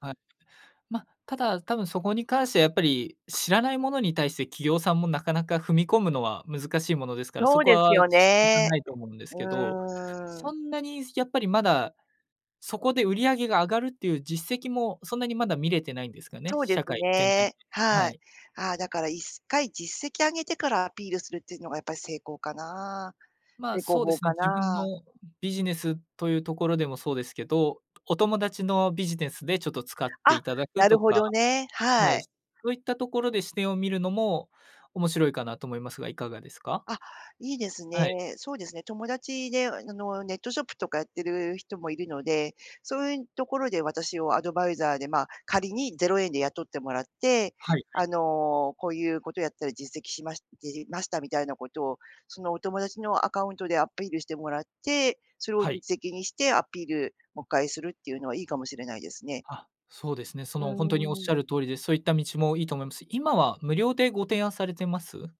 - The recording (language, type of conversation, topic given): Japanese, advice, 小さな失敗で目標を諦めそうになるとき、どうすれば続けられますか？
- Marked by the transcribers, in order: none